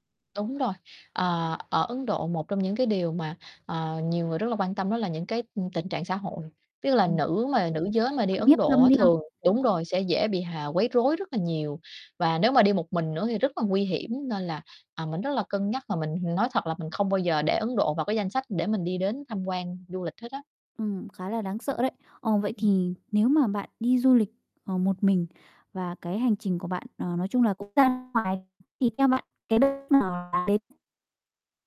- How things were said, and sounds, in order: static; tapping; other background noise; distorted speech
- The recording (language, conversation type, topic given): Vietnamese, podcast, Bạn cân nhắc an toàn cá nhân như thế nào khi đi du lịch một mình?
- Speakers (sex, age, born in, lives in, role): female, 20-24, Vietnam, Vietnam, host; female, 30-34, Vietnam, Vietnam, guest